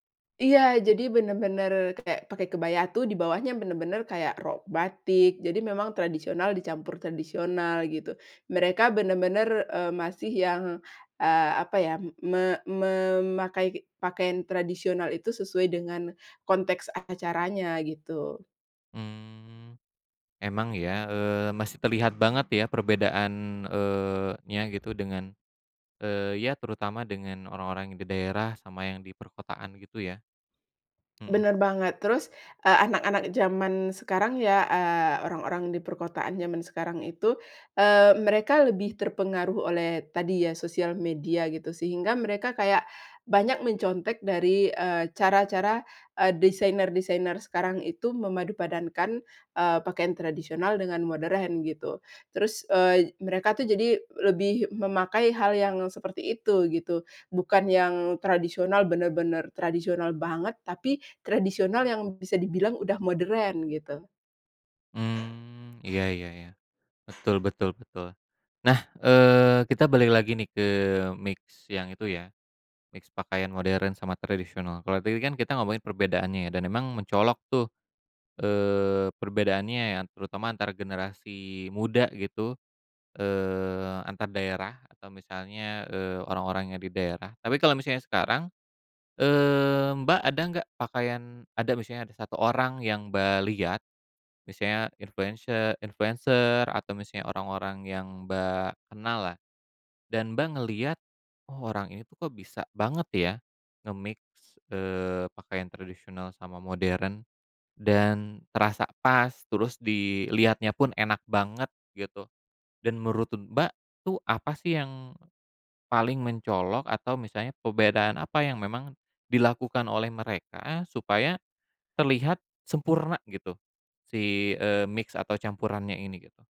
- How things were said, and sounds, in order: other background noise; tapping; in English: "mix"; in English: "mix"; in English: "nge-mix"; in English: "mix"
- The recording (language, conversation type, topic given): Indonesian, podcast, Kenapa banyak orang suka memadukan pakaian modern dan tradisional, menurut kamu?